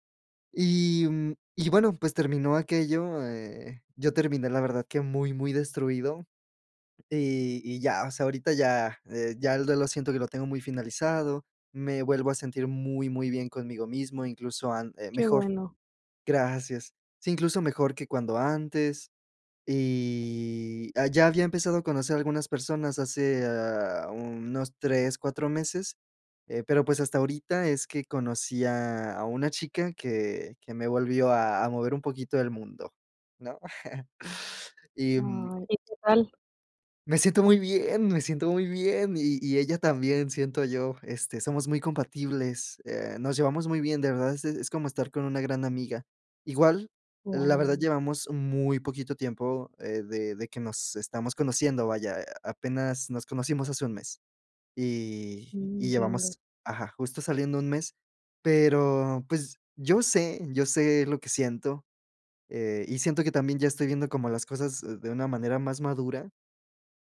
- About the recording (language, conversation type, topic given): Spanish, advice, ¿Cómo puedo ajustar mis expectativas y establecer plazos realistas?
- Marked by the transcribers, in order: other background noise; chuckle; joyful: "me siento muy bien, me siento muy bien"